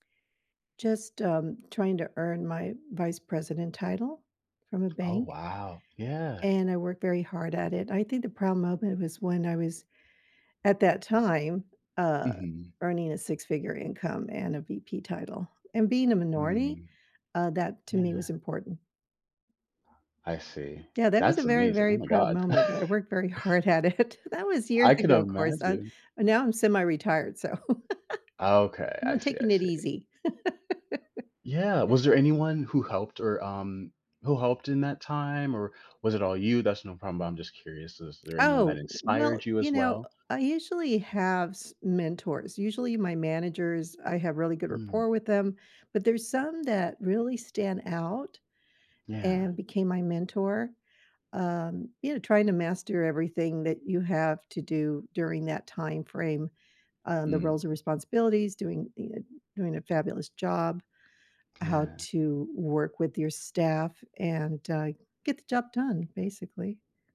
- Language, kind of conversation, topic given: English, unstructured, When did you feel proud of who you are?
- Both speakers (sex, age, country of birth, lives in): female, 70-74, United States, United States; male, 25-29, United States, United States
- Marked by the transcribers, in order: other background noise; laugh; laughing while speaking: "it"; laugh